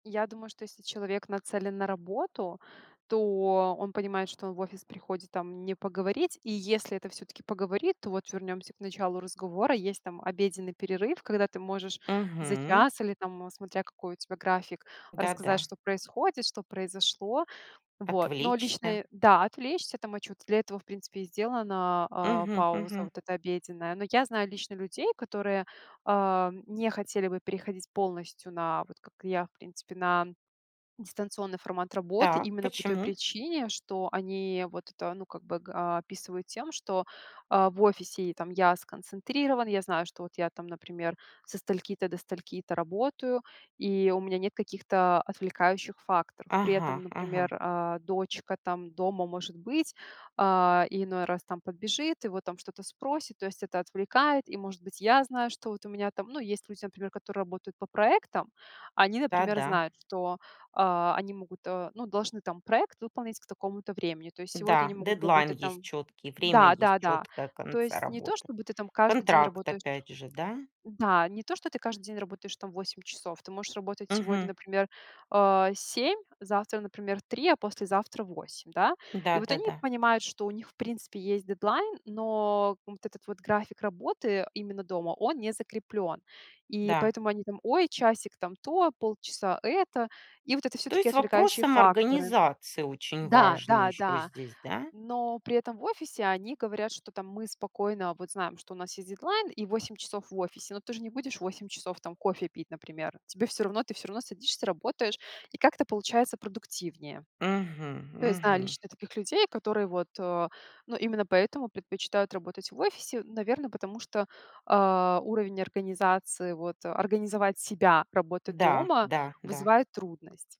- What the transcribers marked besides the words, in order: chuckle
- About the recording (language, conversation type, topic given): Russian, podcast, Как вы относитесь к удалённой работе и гибкому графику?